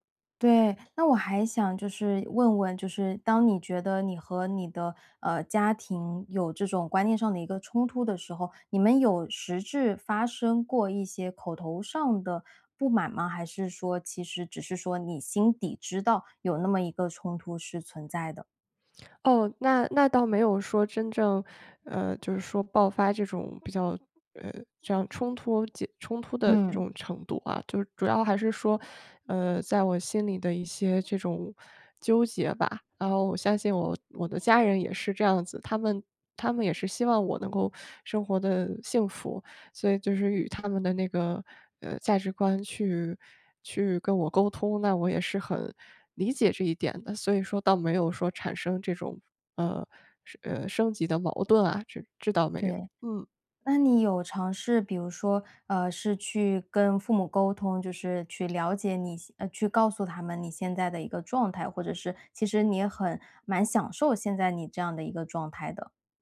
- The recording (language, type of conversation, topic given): Chinese, advice, 如何在家庭传统与个人身份之间的冲突中表达真实的自己？
- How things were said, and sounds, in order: other background noise